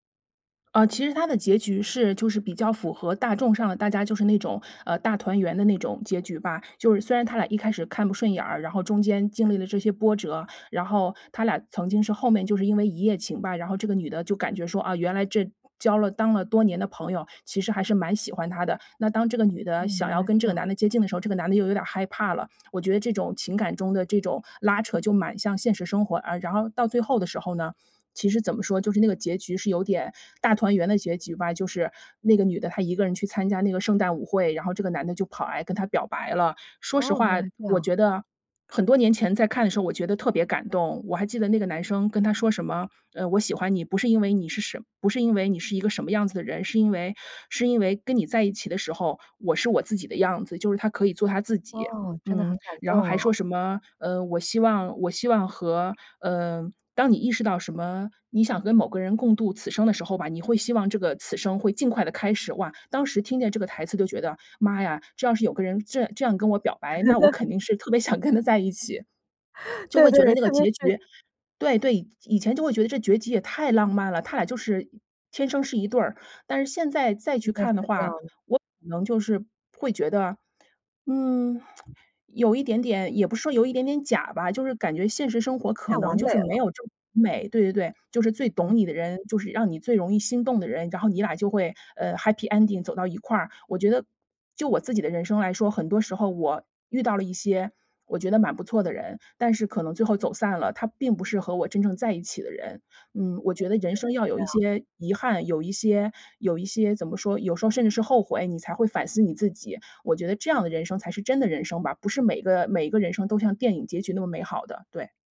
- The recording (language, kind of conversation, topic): Chinese, podcast, 你能跟我们分享一部对你影响很大的电影吗？
- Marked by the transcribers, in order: tapping; other background noise; laugh; laughing while speaking: "想跟他在一起"; laugh; laughing while speaking: "对 对，特别是"; "结局" said as "觉即"; in English: "happy ending"